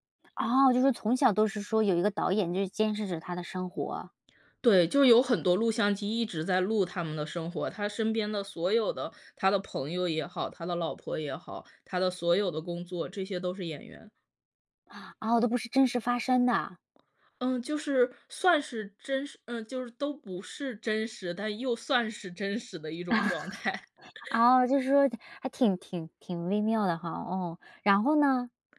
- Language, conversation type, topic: Chinese, podcast, 你最喜欢的一部电影是哪一部？
- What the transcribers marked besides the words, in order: other background noise; chuckle; laughing while speaking: "态"; chuckle